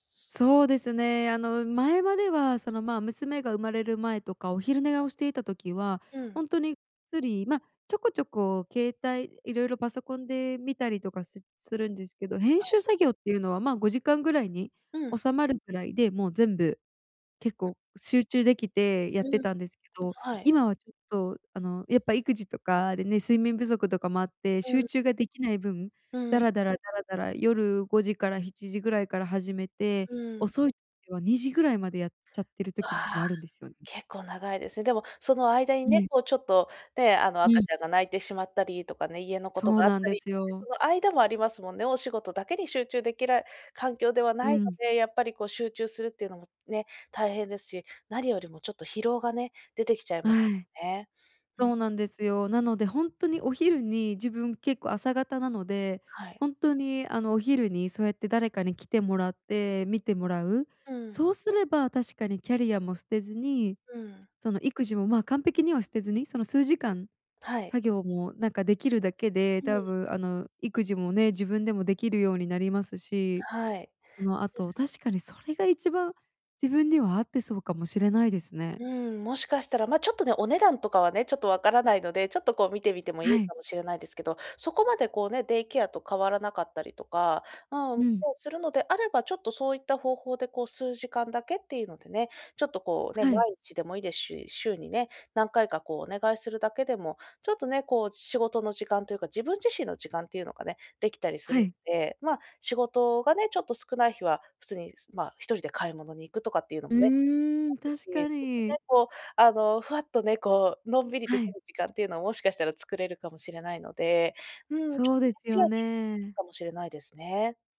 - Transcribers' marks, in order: in English: "デイケア"
- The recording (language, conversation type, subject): Japanese, advice, 人生の優先順位を見直して、キャリアや生活でどこを変えるべきか悩んでいるのですが、どうすればよいですか？